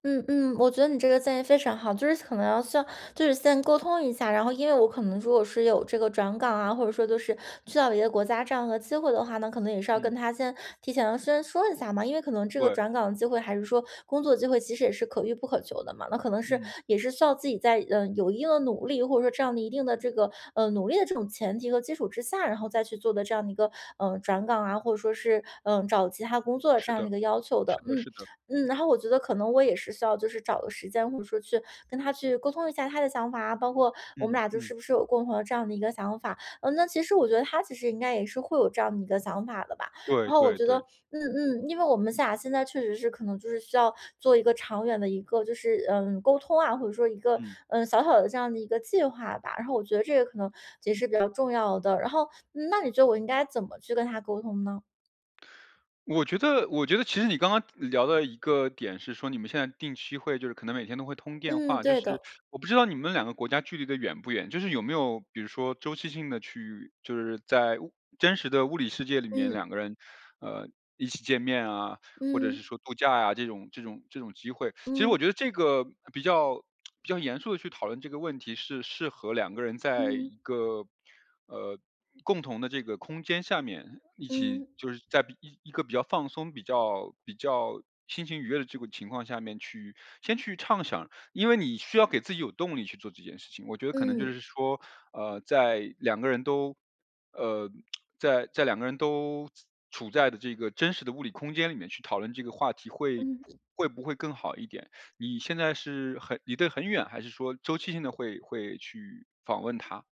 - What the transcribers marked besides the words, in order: tapping; lip smack
- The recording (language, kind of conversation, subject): Chinese, advice, 我们如何在关系中共同明确未来的期望和目标？